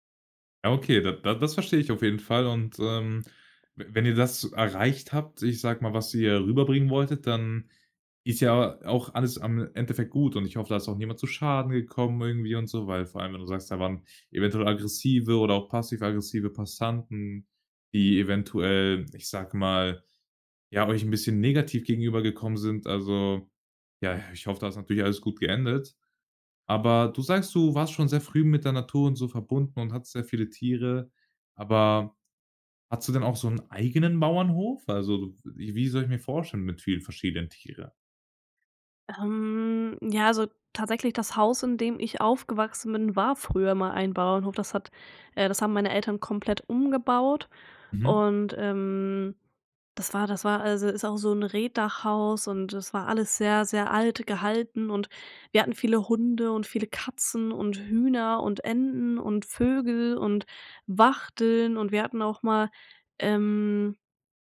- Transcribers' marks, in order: trusting: "Schaden gekommen"
- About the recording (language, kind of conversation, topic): German, podcast, Erzähl mal, was hat dir die Natur über Geduld beigebracht?